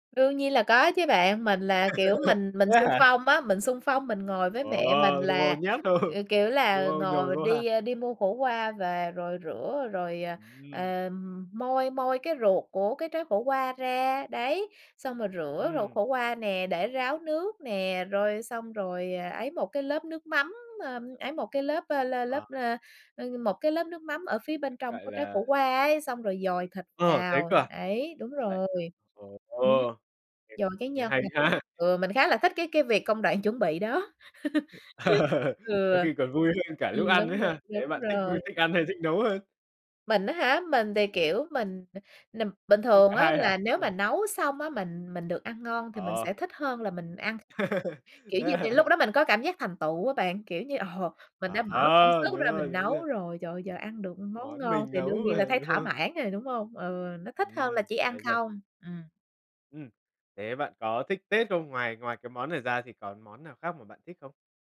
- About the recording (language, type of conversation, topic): Vietnamese, podcast, Những món ăn truyền thống nào không thể thiếu ở nhà bạn?
- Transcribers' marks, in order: laugh; laughing while speaking: "vô"; tapping; laughing while speaking: "ha"; laugh; other background noise; laugh; laugh; laughing while speaking: "đúng không?"